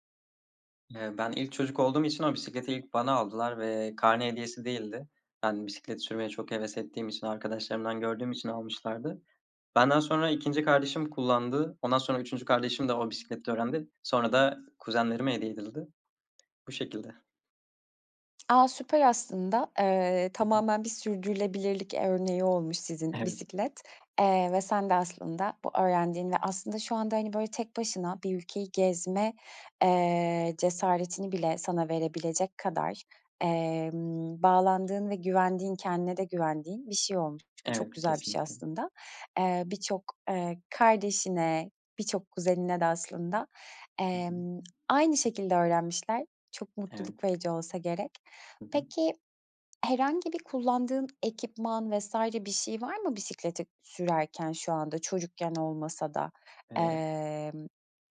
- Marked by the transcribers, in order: other background noise; tapping
- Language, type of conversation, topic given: Turkish, podcast, Bisiklet sürmeyi nasıl öğrendin, hatırlıyor musun?